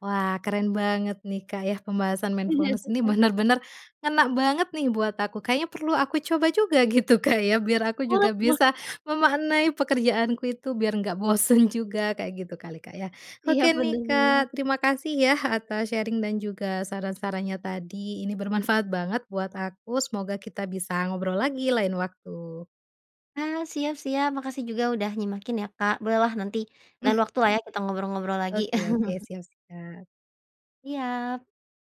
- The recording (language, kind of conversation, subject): Indonesian, podcast, Bagaimana mindfulness dapat membantu saat bekerja atau belajar?
- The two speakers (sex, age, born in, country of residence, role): female, 25-29, Indonesia, Indonesia, guest; female, 30-34, Indonesia, Indonesia, host
- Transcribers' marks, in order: tapping; in English: "mindfulness"; laughing while speaking: "gitu Kak ya"; laughing while speaking: "bosan"; other noise; chuckle